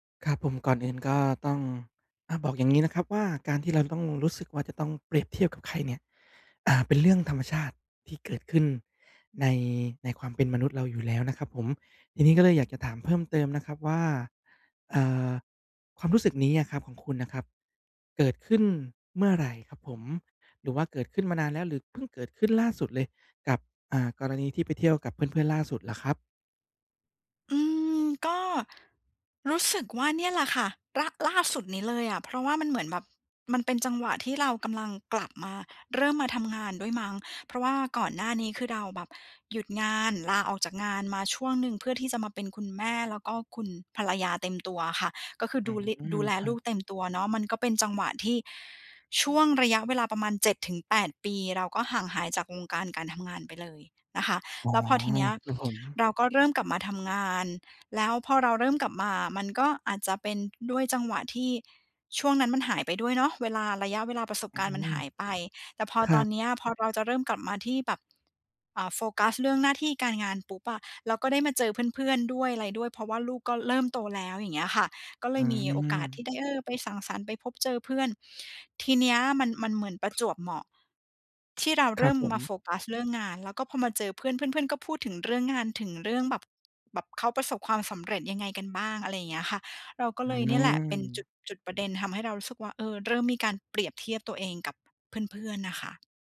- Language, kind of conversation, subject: Thai, advice, ฉันจะหยุดเปรียบเทียบตัวเองกับคนอื่นเพื่อลดความไม่มั่นใจได้อย่างไร?
- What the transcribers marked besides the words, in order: none